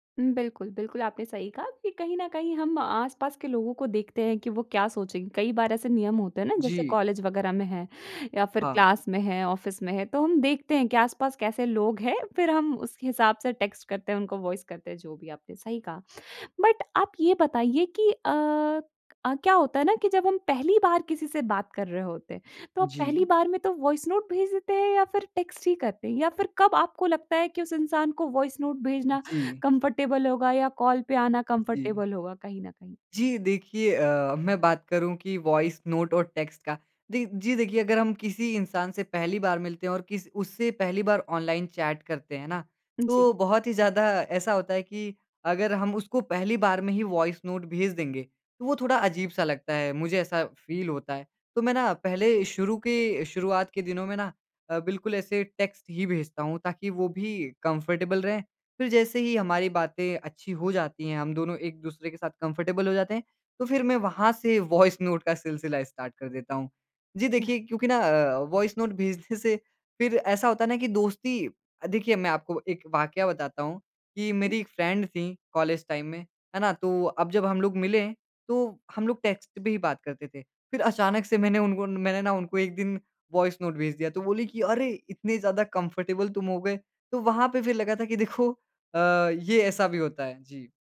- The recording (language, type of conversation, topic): Hindi, podcast, वॉइस नोट और टेक्स्ट — तुम किसे कब चुनते हो?
- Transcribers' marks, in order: in English: "ऑफिस"; in English: "टेक्स्ट"; in English: "वॉइस"; in English: "बट"; in English: "वॉइस नोट"; in English: "टेक्स्ट"; in English: "वॉइस नोट"; in English: "कंफ़र्टेबल"; in English: "कॉल"; in English: "कंफ़र्टेबल"; in English: "वॉइस नोट"; in English: "टेक्स्ट"; in English: "ऑनलाइन चैट"; in English: "वॉइस नोट"; in English: "फ़ील"; in English: "टेक्स्ट"; in English: "कंफ़र्टेबल"; in English: "कंफ़र्टेबल"; in English: "वॉइस नोट"; in English: "स्टार्ट"; in English: "वॉइस नोट"; in English: "फ्रेंड"; in English: "कॉलेज टाइम"; in English: "टेक्स्ट"; in English: "वॉइस नोट"; in English: "कंफ़र्टेबल"